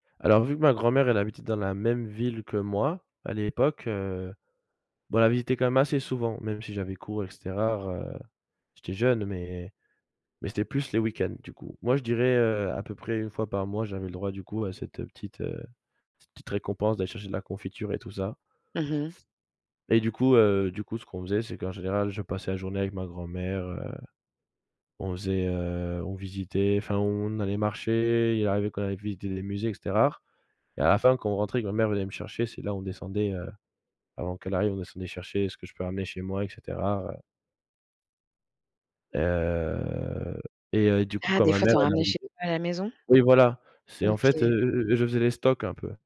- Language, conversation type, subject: French, podcast, Peux-tu raconter un souvenir d’enfance lié à ta culture d’origine ?
- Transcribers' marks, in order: drawn out: "Heu"